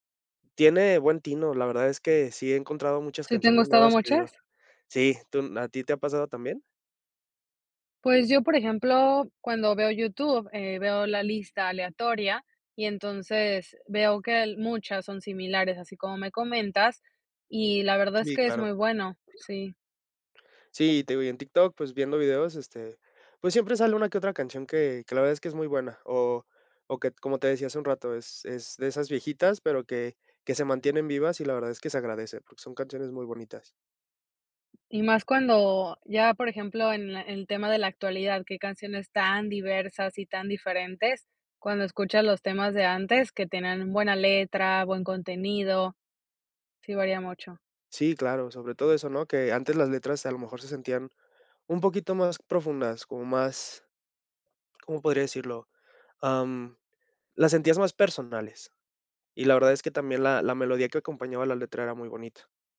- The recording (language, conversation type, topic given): Spanish, podcast, ¿Cómo descubres música nueva hoy en día?
- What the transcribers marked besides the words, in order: other background noise